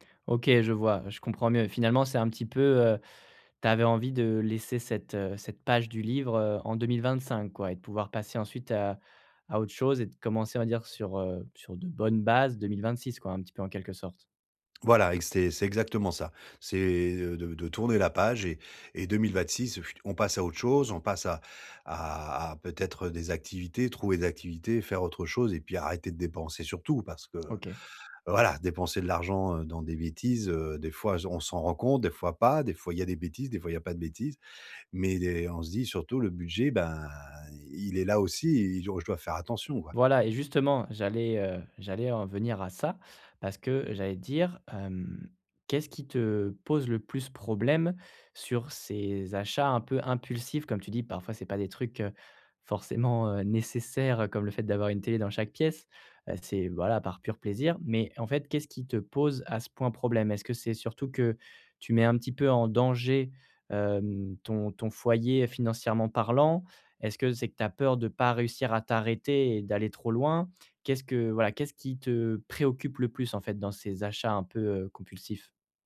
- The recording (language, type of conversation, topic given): French, advice, Comment arrêter de dépenser de façon impulsive quand je suis stressé ?
- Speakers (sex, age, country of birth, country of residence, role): male, 25-29, France, France, advisor; male, 40-44, France, France, user
- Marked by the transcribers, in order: scoff